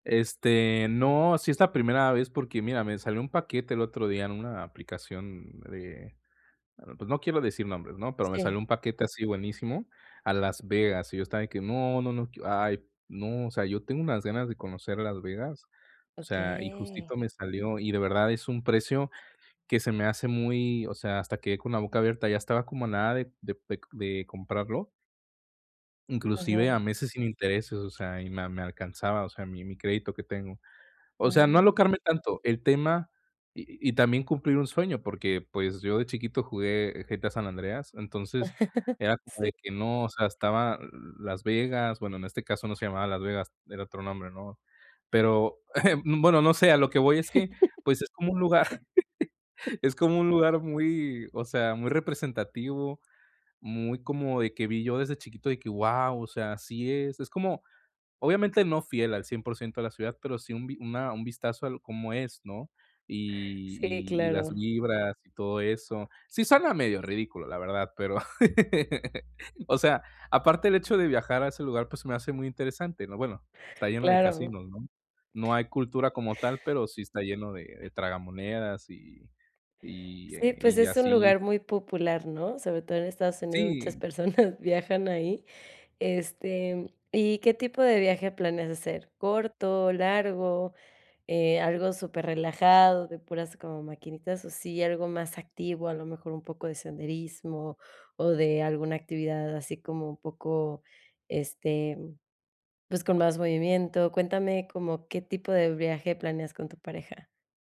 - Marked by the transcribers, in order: drawn out: "Okey"; giggle; other background noise; chuckle; laugh; laugh; giggle; "suena" said as "sana"; laugh; laughing while speaking: "personas"
- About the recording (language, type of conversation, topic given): Spanish, advice, ¿Cómo puedo organizar mejor mis viajes sin sentirme abrumado?